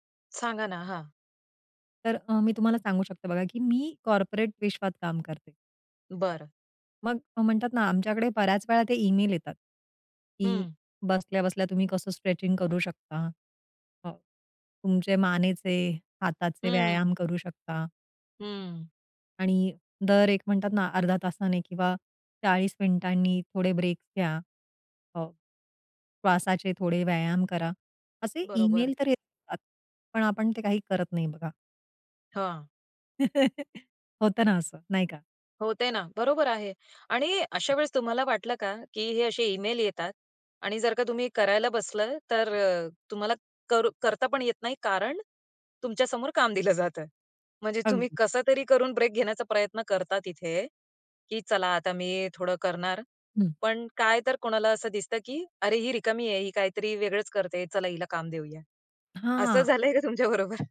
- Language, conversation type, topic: Marathi, podcast, दैनंदिन जीवनात जागरूकतेचे छोटे ब्रेक कसे घ्यावेत?
- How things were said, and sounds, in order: in English: "कॉर्पोरेट"; in English: "स्ट्रेचिंग"; chuckle; laughing while speaking: "झालंय का तुमच्याबरोबर?"; other background noise